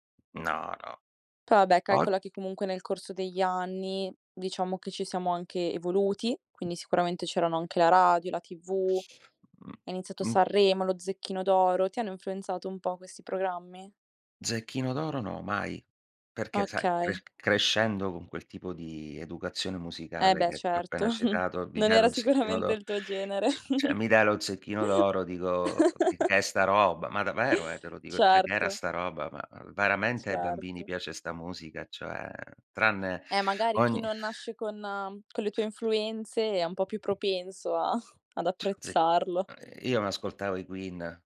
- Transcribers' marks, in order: background speech; chuckle; laughing while speaking: "sicuramente"; "cioè" said as "ceh"; laughing while speaking: "genere"; chuckle; tapping; chuckle
- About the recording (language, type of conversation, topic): Italian, podcast, Qual è la canzone che ti ricorda l’infanzia?